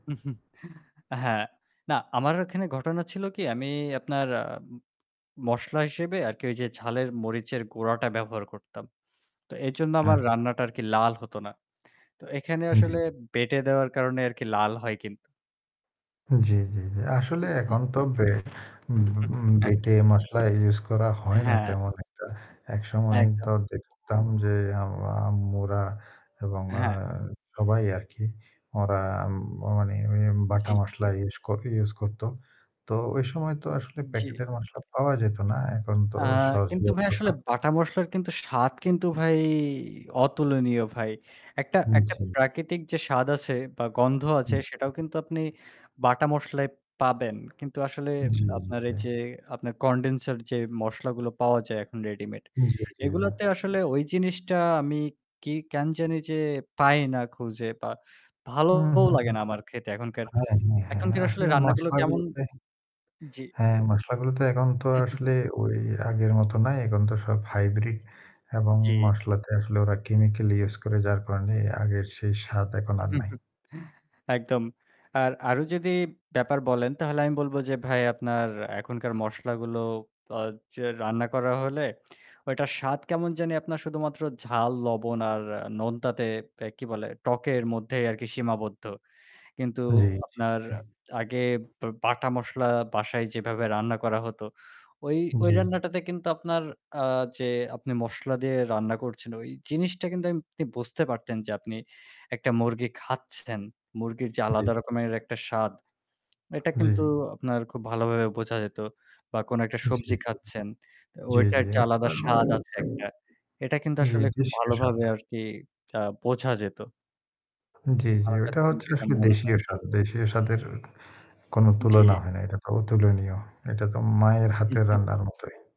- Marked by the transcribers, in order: chuckle; static; unintelligible speech; other background noise; distorted speech; chuckle; chuckle; unintelligible speech; chuckle
- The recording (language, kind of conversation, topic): Bengali, unstructured, আপনি কীভাবে নতুন কোনো রান্নার রেসিপি শেখার চেষ্টা করেন?